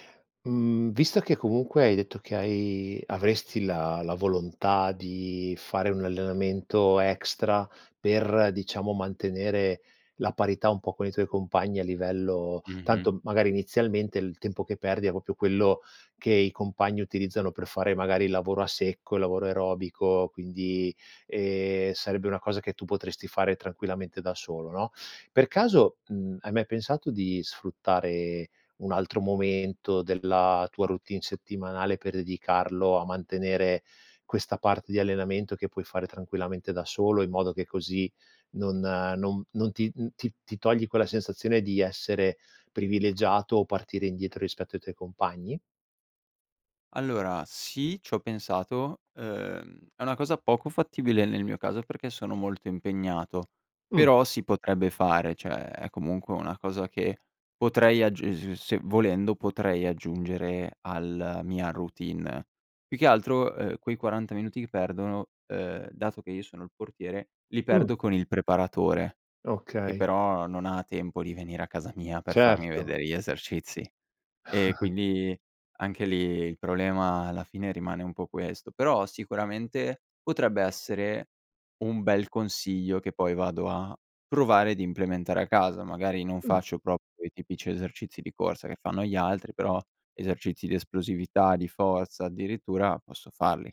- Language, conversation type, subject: Italian, advice, Come posso gestire il senso di colpa quando salto gli allenamenti per il lavoro o la famiglia?
- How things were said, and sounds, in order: "proprio" said as "popio"; unintelligible speech; chuckle